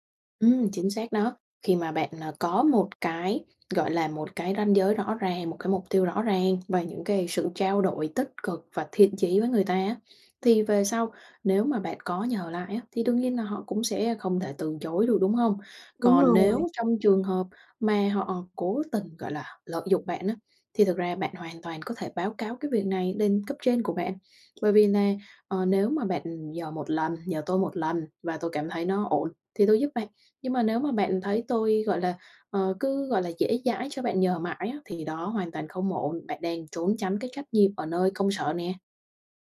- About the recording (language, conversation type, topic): Vietnamese, advice, Làm thế nào để cân bằng lợi ích cá nhân và lợi ích tập thể ở nơi làm việc?
- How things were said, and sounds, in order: none